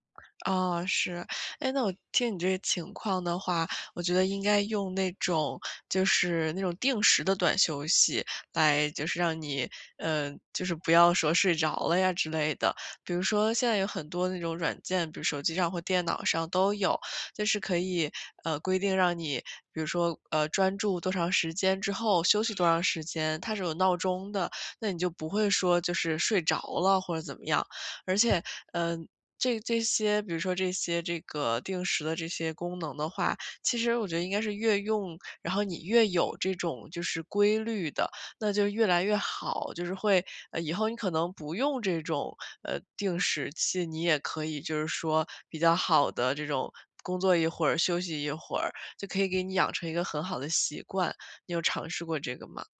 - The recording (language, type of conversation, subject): Chinese, advice, 如何通过短暂休息来提高工作效率？
- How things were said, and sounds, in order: other background noise